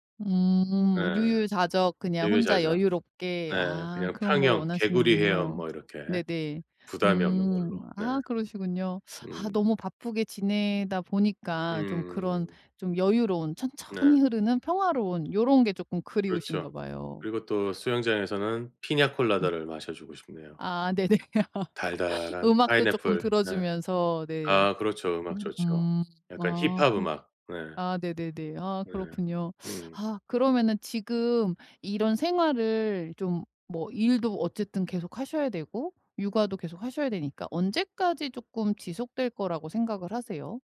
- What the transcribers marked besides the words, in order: tapping; other background noise; laughing while speaking: "네네"; laugh
- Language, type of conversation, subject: Korean, advice, 쉬는 시간 없이 일하다가 번아웃 직전이라고 느끼는 이유는 무엇인가요?